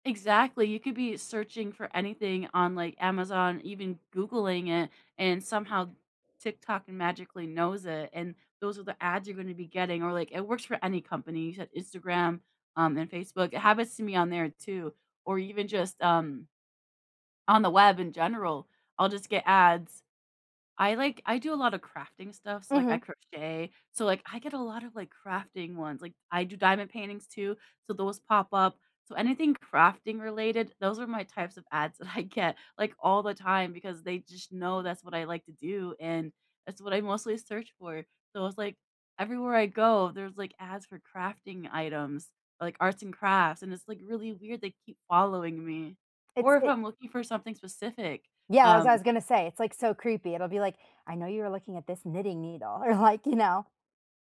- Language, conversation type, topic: English, unstructured, How often do ads follow you online?
- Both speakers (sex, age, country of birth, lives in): female, 30-34, United States, United States; female, 30-34, United States, United States
- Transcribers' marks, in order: laughing while speaking: "that I get"; laughing while speaking: "or"